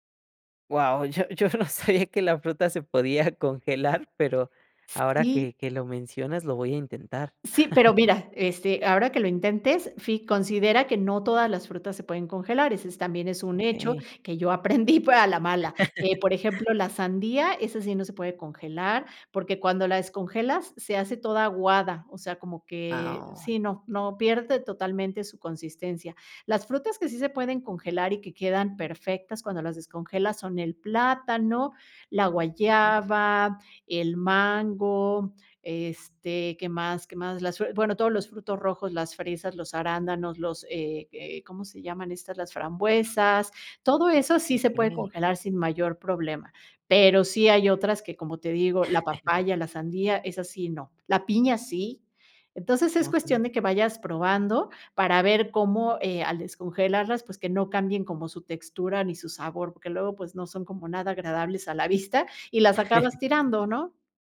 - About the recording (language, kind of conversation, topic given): Spanish, podcast, ¿Cómo te organizas para comer más sano sin complicarte?
- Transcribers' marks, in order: laughing while speaking: "sabía"; tapping; chuckle; chuckle; laughing while speaking: "pero a la mala"; chuckle; chuckle